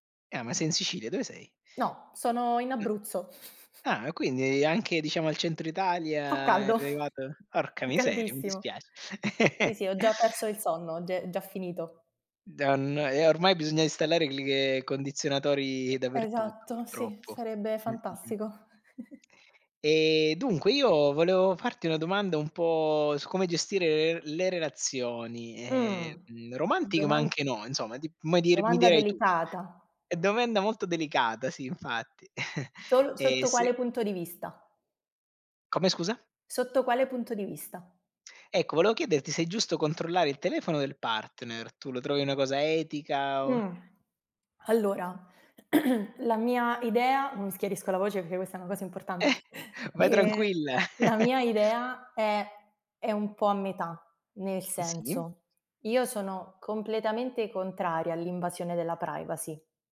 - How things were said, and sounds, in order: other noise; chuckle; other background noise; chuckle; laugh; chuckle; chuckle; throat clearing; laughing while speaking: "Eh, vai tranquilla!"; chuckle
- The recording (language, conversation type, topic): Italian, unstructured, È giusto controllare il telefono del partner per costruire fiducia?